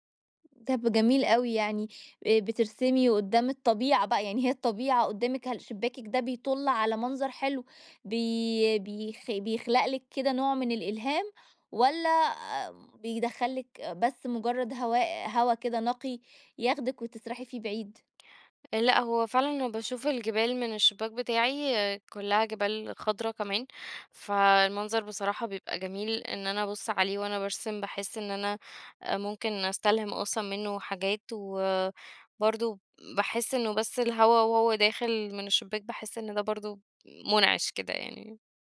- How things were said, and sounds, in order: tapping
- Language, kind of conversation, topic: Arabic, podcast, إيه النشاط اللي بترجع له لما تحب تهدأ وتفصل عن الدنيا؟